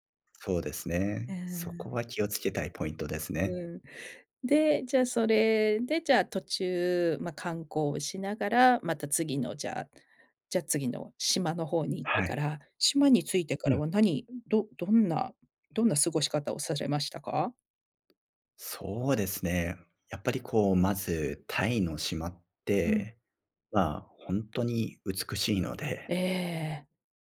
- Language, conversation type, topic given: Japanese, podcast, 人生で一番忘れられない旅の話を聞かせていただけますか？
- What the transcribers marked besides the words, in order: "されましたか" said as "さしぇましたか"